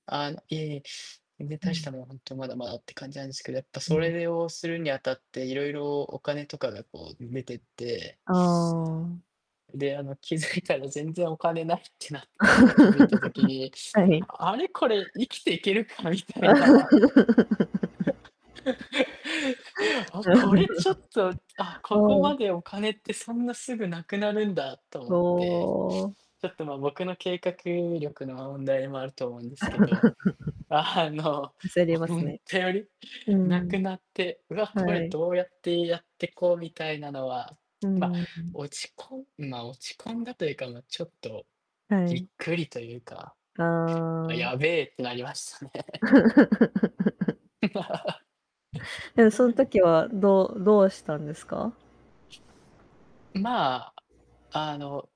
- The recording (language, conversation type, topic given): Japanese, unstructured, 気持ちが落ち込んだとき、どうやって立ち直りますか？
- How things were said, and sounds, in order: laughing while speaking: "気づいたら"; laugh; static; laughing while speaking: "生きていけるかみたいな"; laugh; laughing while speaking: "うん うん。ふ はん"; laugh; drawn out: "おお"; laughing while speaking: "あの、ほん てあり"; laugh; distorted speech; laughing while speaking: "なりましたね"; laugh